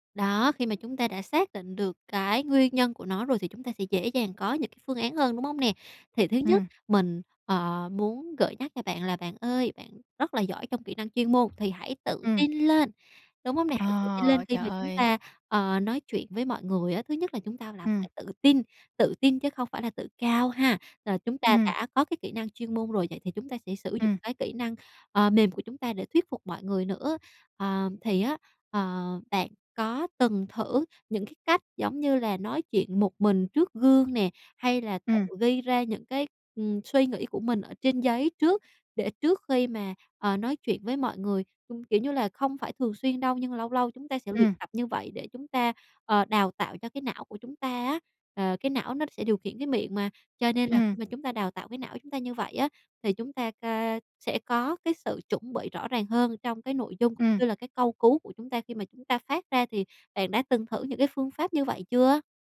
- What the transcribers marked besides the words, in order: tapping
- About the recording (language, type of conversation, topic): Vietnamese, advice, Làm thế nào để tôi giao tiếp chuyên nghiệp hơn với đồng nghiệp?